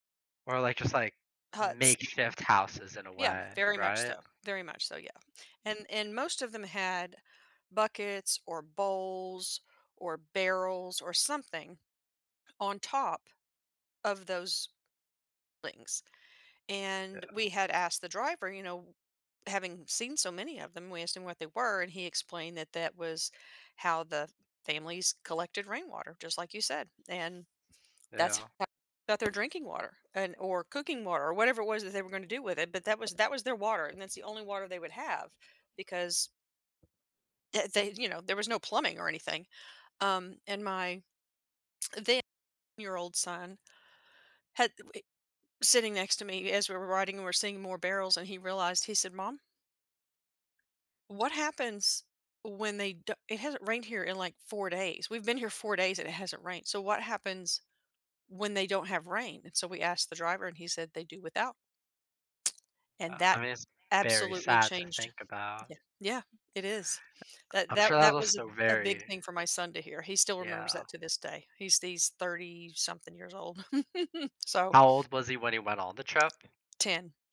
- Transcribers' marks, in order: tapping; unintelligible speech; other background noise; lip smack; unintelligible speech; background speech; tsk; unintelligible speech; chuckle
- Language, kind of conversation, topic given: English, unstructured, How can traveling to new places change your outlook on life?
- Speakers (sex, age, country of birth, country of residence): female, 55-59, United States, United States; male, 20-24, United States, United States